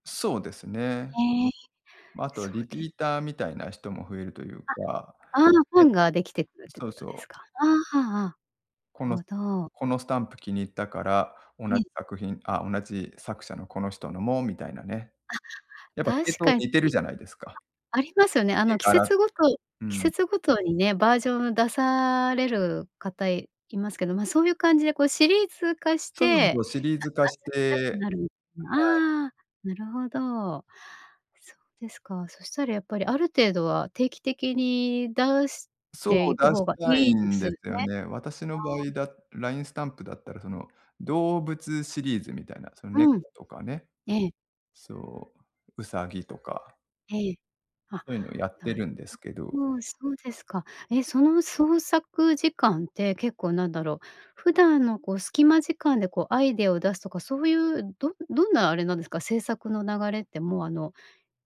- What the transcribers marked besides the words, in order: other background noise
- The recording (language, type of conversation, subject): Japanese, advice, 創作に使う時間を確保できずに悩んでいる